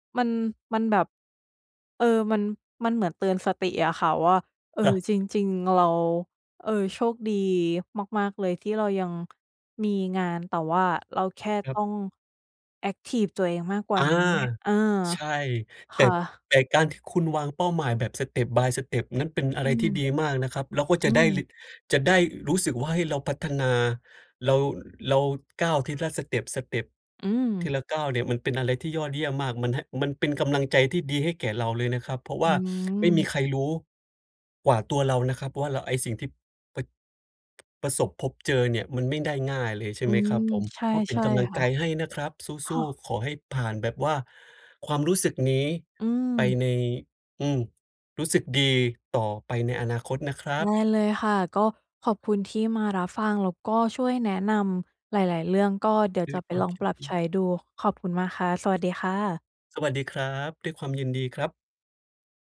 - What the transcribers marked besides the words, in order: in English: "step by step"; in English: "สเต็ป สเต็ป"; sniff
- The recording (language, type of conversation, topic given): Thai, advice, จะรับมืออย่างไรเมื่อรู้สึกเหนื่อยกับความซ้ำซากแต่ยังต้องทำต่อ?
- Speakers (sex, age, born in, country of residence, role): female, 35-39, Thailand, Thailand, user; male, 30-34, Indonesia, Indonesia, advisor